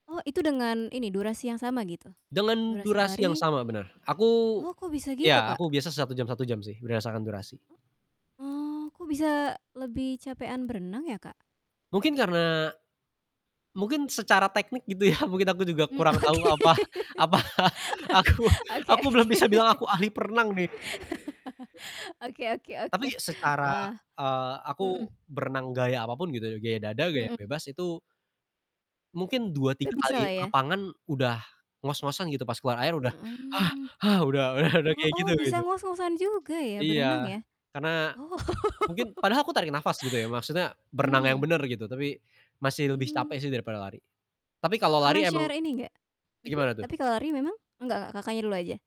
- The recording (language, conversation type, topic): Indonesian, podcast, Bagaimana kamu memulai kebiasaan baru agar bisa bertahan lama?
- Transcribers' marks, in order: distorted speech; other background noise; tapping; laughing while speaking: "ya"; laughing while speaking: "oke, oke oke"; laughing while speaking: "apa apa, aku"; laugh; laugh; static; other noise; laughing while speaking: "udah udah"; laughing while speaking: "Oh"; in English: "share"